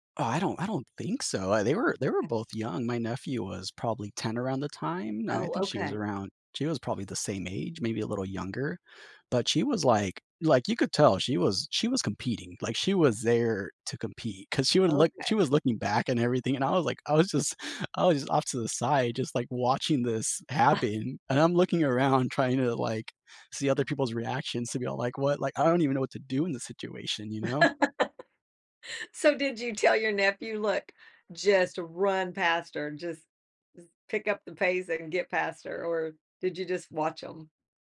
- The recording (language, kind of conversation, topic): English, unstructured, Why do some people get competitive about their hobbies?
- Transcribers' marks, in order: chuckle; scoff; other background noise; laugh